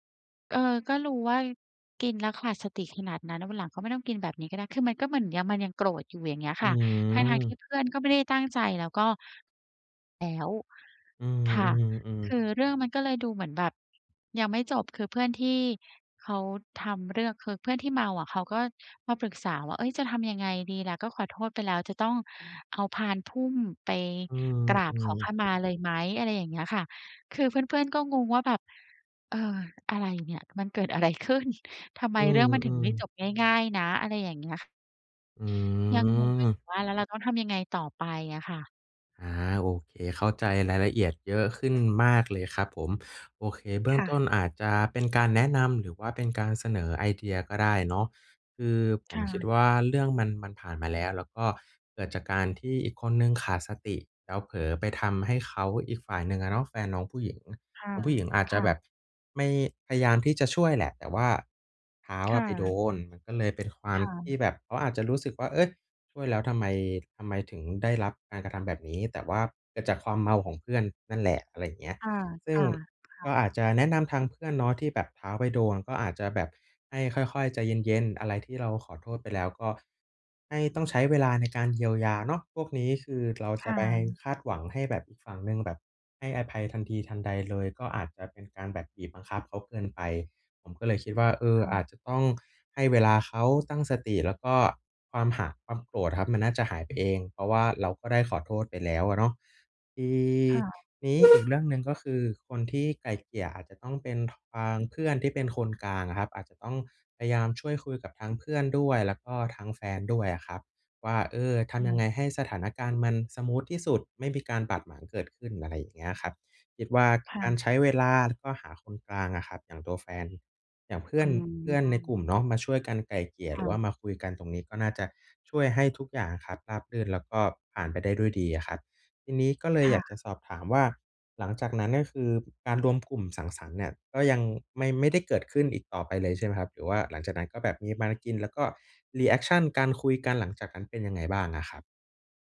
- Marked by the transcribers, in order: laughing while speaking: "ขึ้น"; drawn out: "อืม"; unintelligible speech; tapping; door; in English: "รีแอกชัน"
- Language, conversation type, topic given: Thai, advice, ฉันควรทำอย่างไรเพื่อรักษาความสัมพันธ์หลังเหตุการณ์สังสรรค์ที่ทำให้อึดอัด?